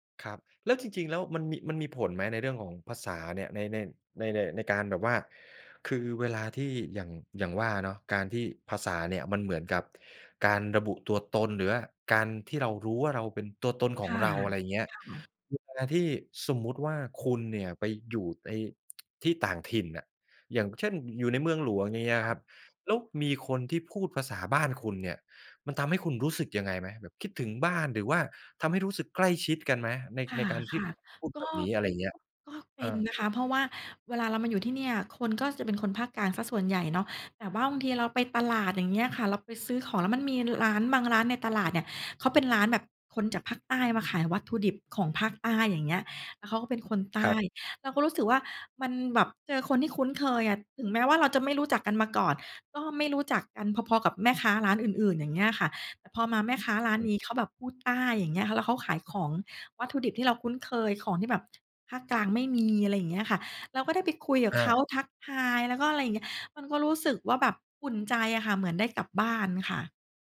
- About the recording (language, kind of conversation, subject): Thai, podcast, ภาษาในบ้านส่งผลต่อความเป็นตัวตนของคุณอย่างไรบ้าง?
- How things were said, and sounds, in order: tapping; other background noise